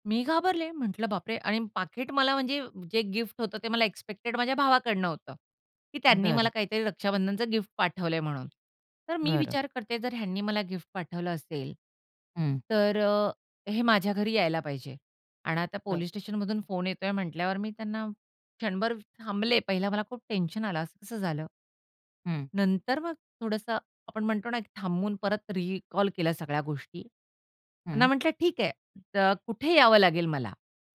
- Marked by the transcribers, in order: in English: "एक्स्पेक्टेड"; in English: "रिकॉल"
- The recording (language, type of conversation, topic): Marathi, podcast, आई-बाबांनी तुम्हाला अशी कोणती शिकवण दिली आहे जी आजही उपयोगी पडते?